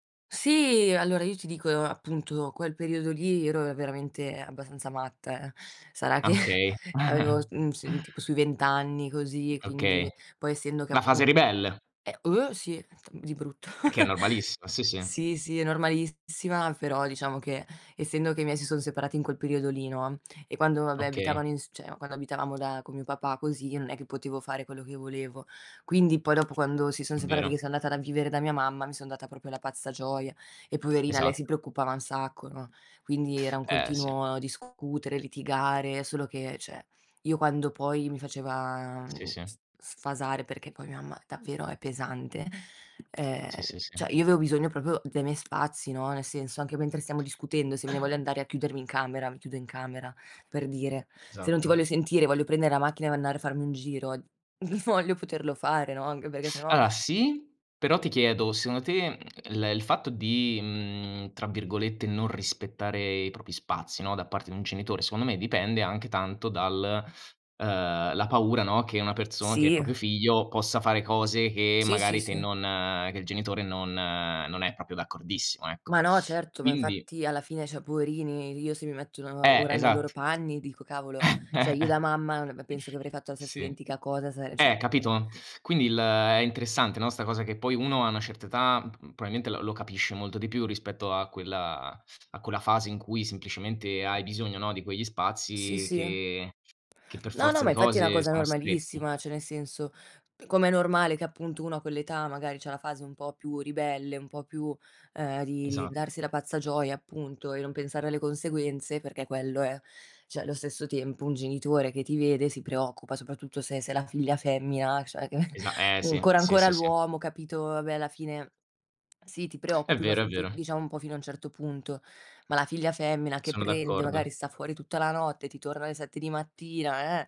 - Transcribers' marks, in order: drawn out: "Sì"; laughing while speaking: "che"; chuckle; other background noise; drawn out: "oh"; chuckle; tapping; drawn out: "faceva"; "cioè" said as "ceh"; "proprio" said as "propio"; chuckle; chuckle; laughing while speaking: "voglio"; "Allora" said as "aloa"; "proprio" said as "propio"; "proprio" said as "propio"; "cioè" said as "ceh"; chuckle; "probabilmente" said as "proanete"; other noise; "Cioè" said as "ceh"; chuckle; "ancora" said as "uncora"; drawn out: "eh"
- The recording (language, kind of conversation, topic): Italian, unstructured, Come puoi convincere un familiare a rispettare i tuoi spazi?